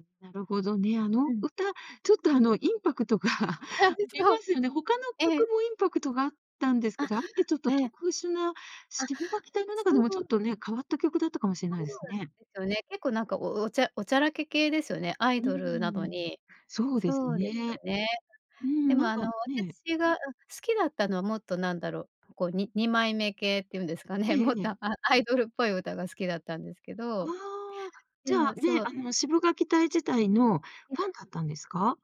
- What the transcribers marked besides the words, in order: laughing while speaking: "インパクトが"; chuckle; giggle; laughing while speaking: "そう"; laughing while speaking: "もっと、ア アイドルっぽい"
- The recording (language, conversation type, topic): Japanese, podcast, ふと耳にすると、たちまち昔に戻った気持ちになる曲は何ですか？